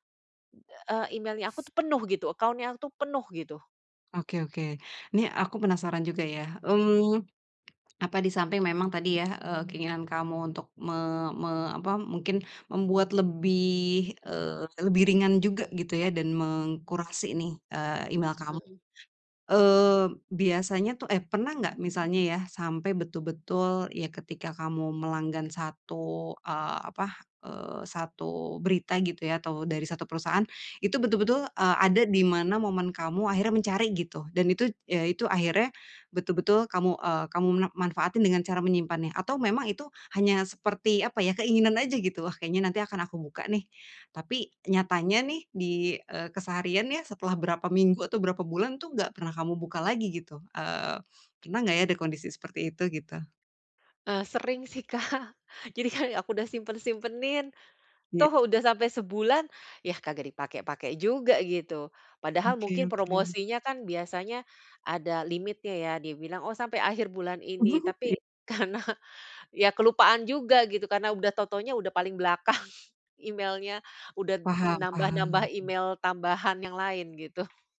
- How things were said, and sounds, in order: other background noise; in English: "email-nya"; in English: "account-nya"; laughing while speaking: "Kak. Jadi kan"; chuckle; laugh; laughing while speaking: "karena"; laughing while speaking: "belakang"; tapping
- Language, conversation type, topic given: Indonesian, advice, Bagaimana cara mengurangi tumpukan email dan notifikasi yang berlebihan?